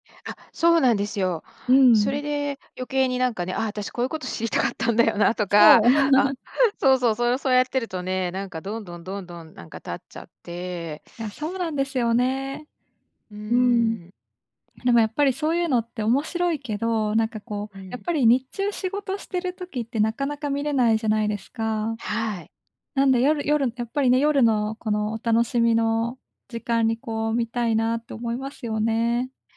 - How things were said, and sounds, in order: laughing while speaking: "知りたかったんだよなとか、あ"; laugh
- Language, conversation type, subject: Japanese, advice, 安らかな眠りを優先したいのですが、夜の習慣との葛藤をどう解消すればよいですか？